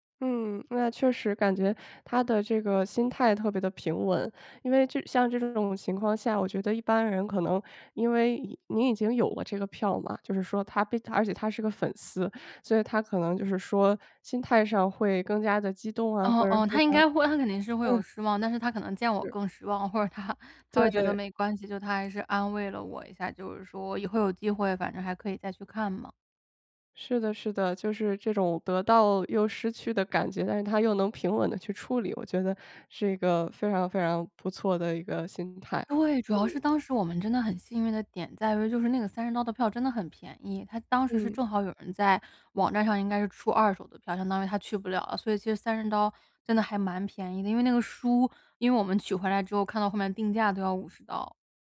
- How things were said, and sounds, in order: laughing while speaking: "他"
- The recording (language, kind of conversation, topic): Chinese, podcast, 有没有过一次错过反而带来好运的经历？